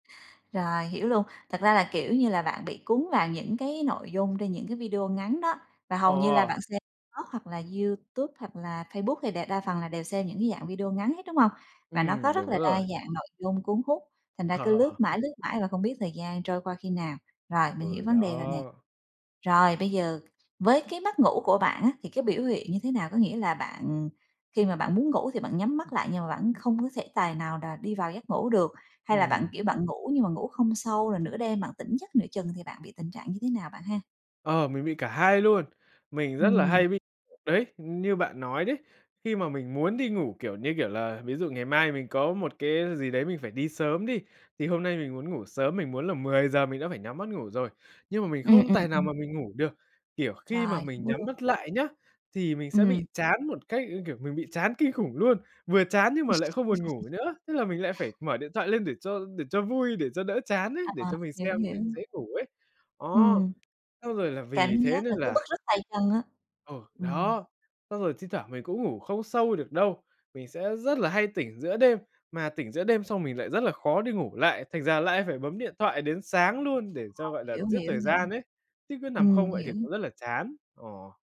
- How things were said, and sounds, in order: tapping; laugh; other background noise; unintelligible speech; chuckle; unintelligible speech
- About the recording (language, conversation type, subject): Vietnamese, advice, Thói quen dùng điện thoại trước khi ngủ của bạn có khiến bạn bị mất ngủ không?